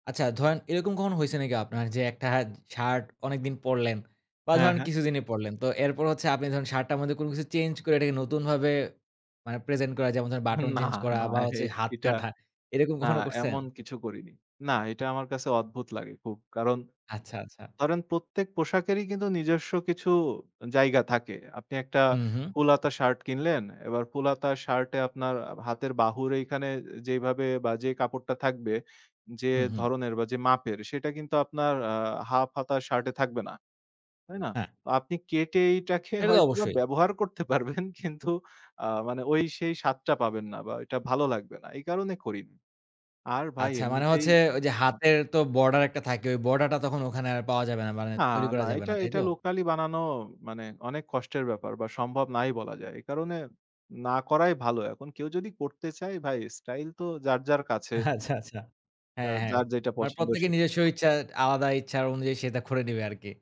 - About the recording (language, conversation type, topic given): Bengali, podcast, কম বাজেটে স্টাইল দেখাতে তুমি কী করো?
- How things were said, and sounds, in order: none